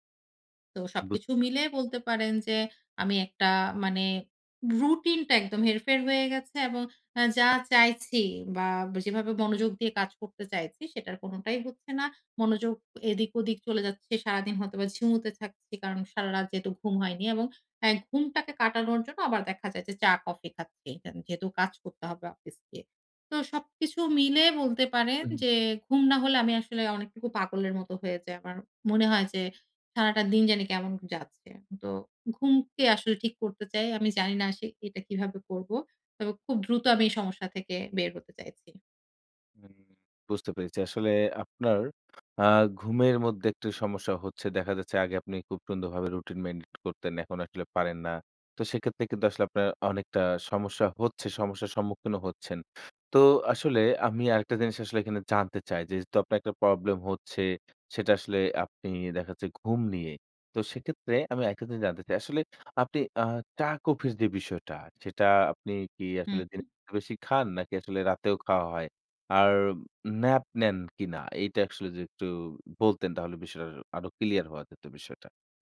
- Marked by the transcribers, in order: other noise
- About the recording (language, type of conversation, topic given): Bengali, advice, সকালে খুব তাড়াতাড়ি ঘুম ভেঙে গেলে এবং রাতে আবার ঘুমাতে না পারলে কী করব?